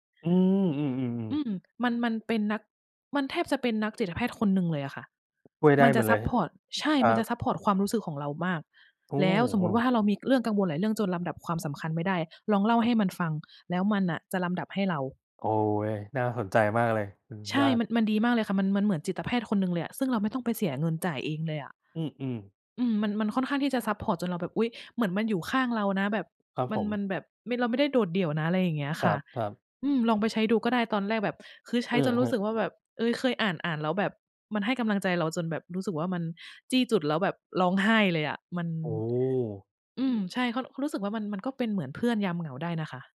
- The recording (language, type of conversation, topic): Thai, unstructured, คุณรับมือกับความเศร้าอย่างไร?
- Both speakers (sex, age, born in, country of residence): female, 40-44, Thailand, Thailand; male, 40-44, Thailand, Thailand
- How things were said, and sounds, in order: none